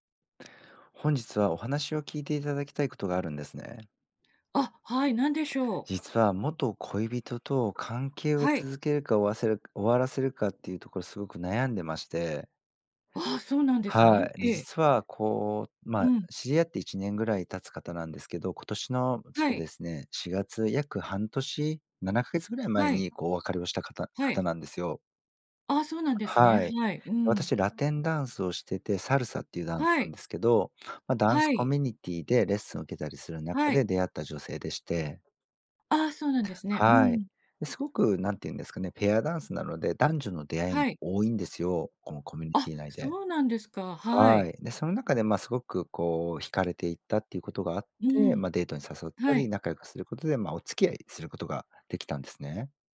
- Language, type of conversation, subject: Japanese, advice, 元恋人との関係を続けるべきか、終わらせるべきか迷ったときはどうすればいいですか？
- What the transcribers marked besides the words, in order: none